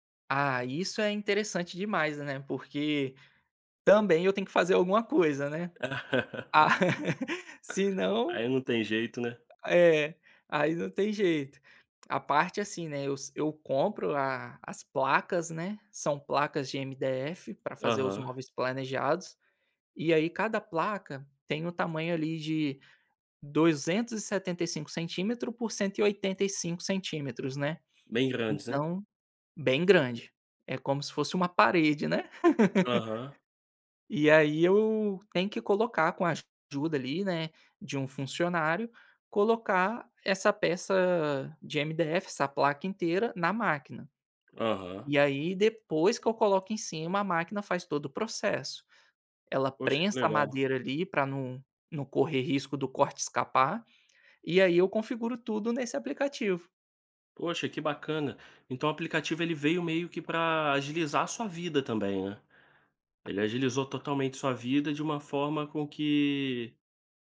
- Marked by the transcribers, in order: laugh; tapping; laugh
- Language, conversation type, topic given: Portuguese, podcast, Como você equilibra trabalho e vida pessoal com a ajuda de aplicativos?